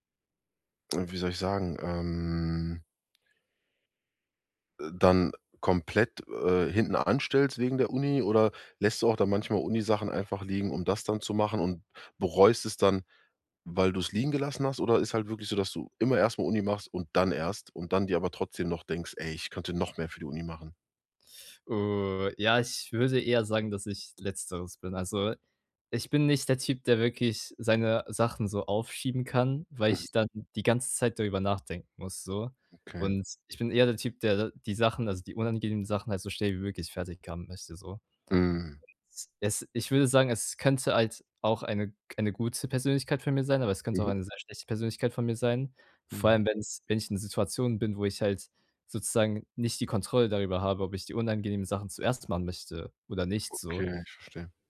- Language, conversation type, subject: German, advice, Wie findest du Zeit, um an deinen persönlichen Zielen zu arbeiten?
- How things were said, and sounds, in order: drawn out: "ähm"; tapping; stressed: "dann"; background speech; other background noise